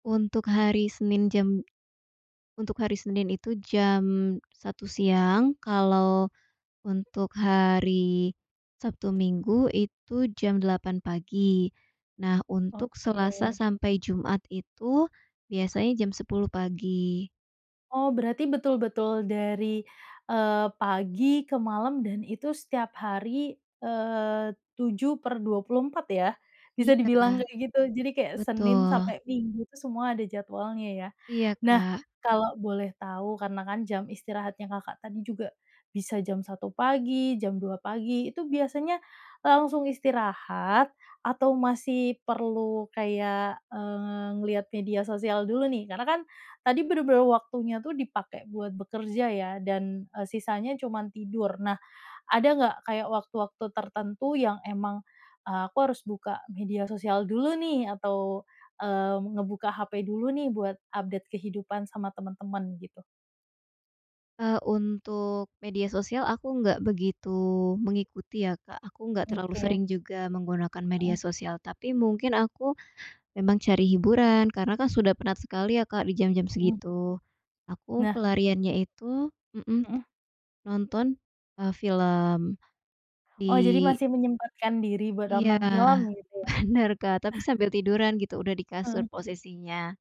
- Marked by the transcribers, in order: other background noise; other animal sound; laughing while speaking: "benar, Kak"; "nonton" said as "onton"; chuckle
- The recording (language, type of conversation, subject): Indonesian, advice, Seberapa sering kamu melewatkan makan sehat karena pekerjaan yang sibuk?